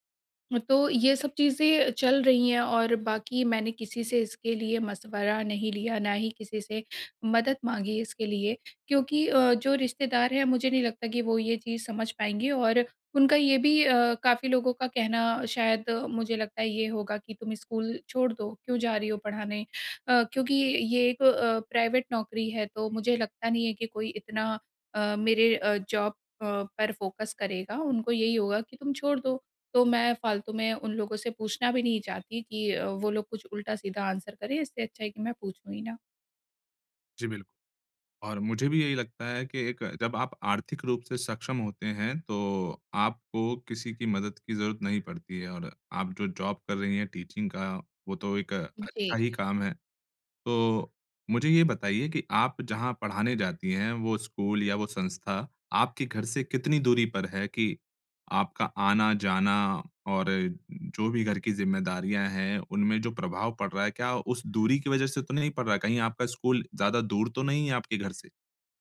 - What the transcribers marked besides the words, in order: in English: "जॉब"; in English: "फोकस"; in English: "आंसर"; in English: "जॉब"; in English: "टीचिंग"
- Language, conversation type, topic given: Hindi, advice, मैं काम और बुज़ुर्ग माता-पिता की देखभाल के बीच संतुलन कैसे बनाए रखूँ?